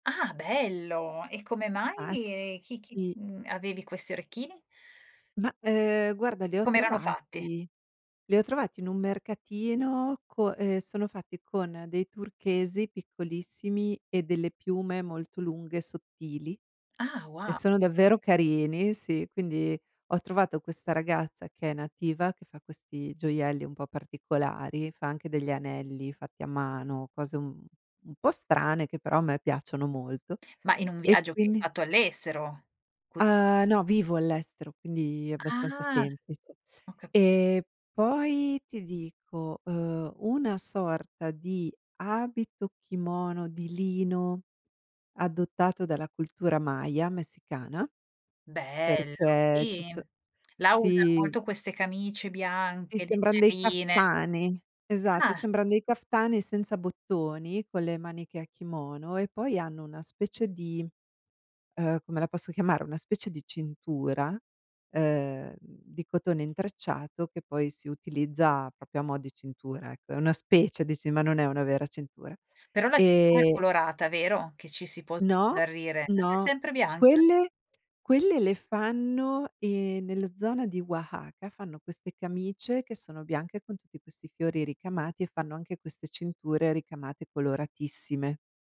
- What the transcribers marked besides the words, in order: stressed: "Ah bello"; other background noise; stressed: "Ah"; stressed: "Bello"
- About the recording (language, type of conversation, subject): Italian, podcast, Hai mai adottato elementi di altre culture nel tuo look?